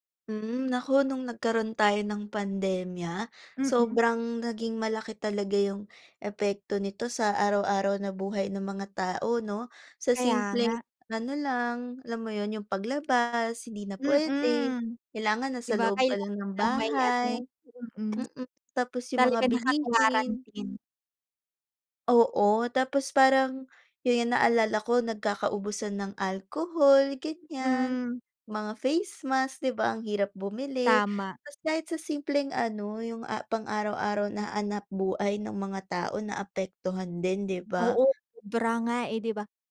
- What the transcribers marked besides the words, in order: tapping; other background noise; "hanapbuhay" said as "hanapbuay"
- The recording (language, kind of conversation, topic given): Filipino, unstructured, Paano mo ilalarawan ang naging epekto ng pandemya sa iyong araw-araw na pamumuhay?